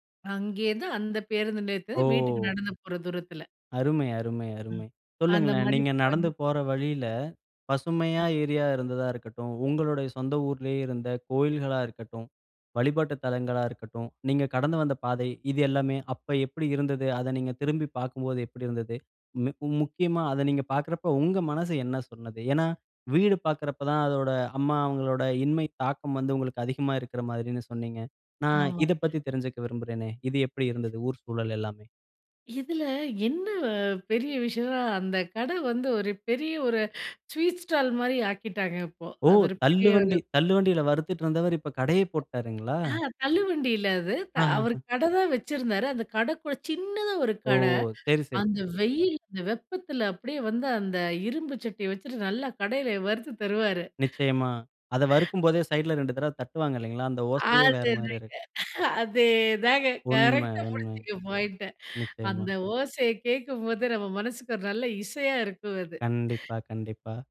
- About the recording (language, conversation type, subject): Tamil, podcast, மீண்டும் சொந்த ஊருக்கு சென்று உணர்ந்தது எப்படி?
- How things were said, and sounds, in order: unintelligible speech; other background noise; laughing while speaking: "அதேதாங்க. கரெக்ட்டா புடிச்சீனு பாயிண்ட்ட"